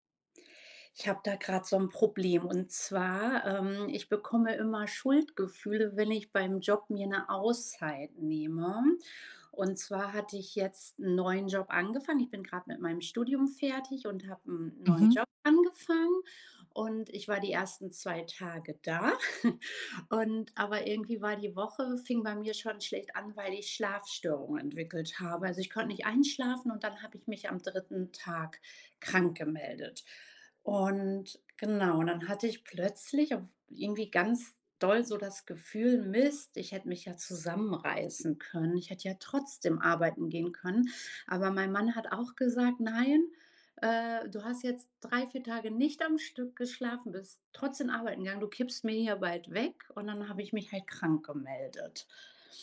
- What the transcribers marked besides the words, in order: other background noise; chuckle
- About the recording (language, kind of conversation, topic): German, advice, Wie kann ich mit Schuldgefühlen umgehen, weil ich mir eine Auszeit vom Job nehme?